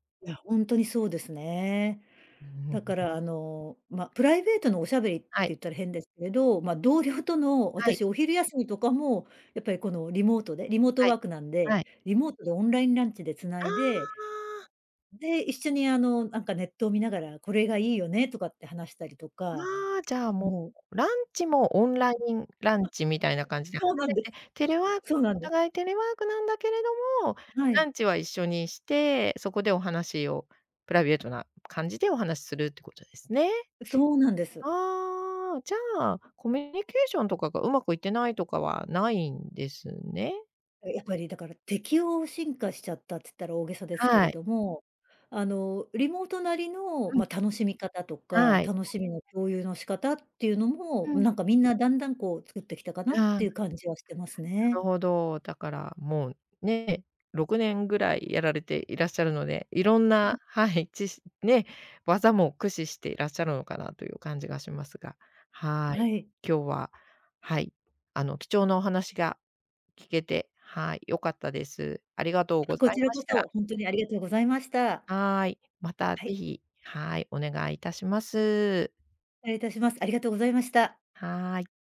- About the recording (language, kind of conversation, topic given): Japanese, podcast, リモートワークで一番困ったことは何でしたか？
- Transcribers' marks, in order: other background noise; tapping